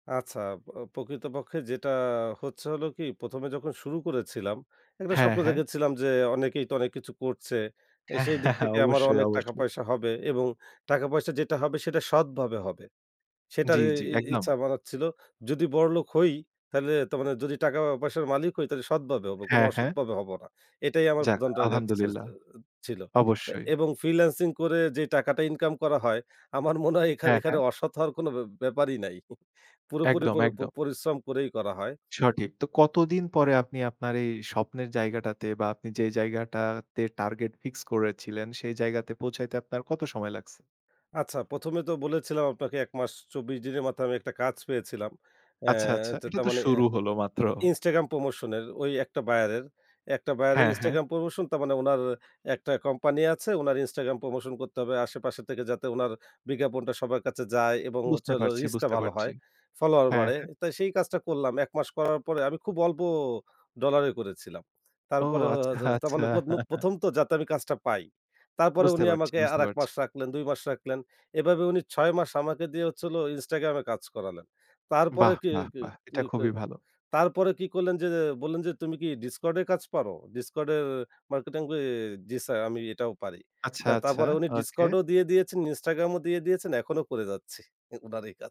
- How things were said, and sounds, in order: chuckle; unintelligible speech; chuckle; other background noise; tapping; laughing while speaking: "আচ্ছা, আচ্ছা"; unintelligible speech; chuckle
- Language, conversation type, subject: Bengali, podcast, ফ্রিল্যান্সিং শুরু করতে হলে প্রথমে কী করা উচিত?